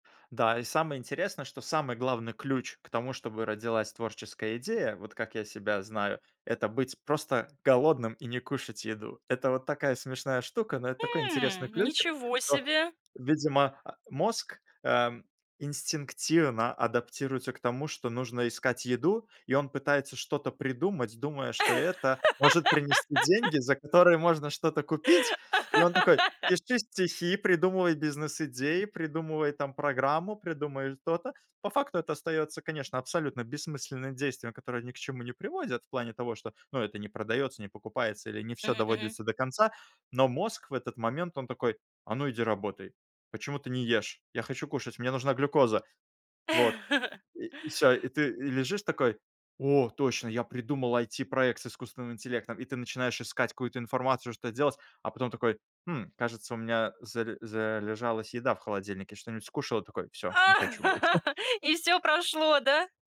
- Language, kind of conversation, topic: Russian, podcast, Как у тебя обычно рождаются творческие идеи?
- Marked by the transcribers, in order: laugh; laugh; chuckle; laugh; laughing while speaking: "больше"; other background noise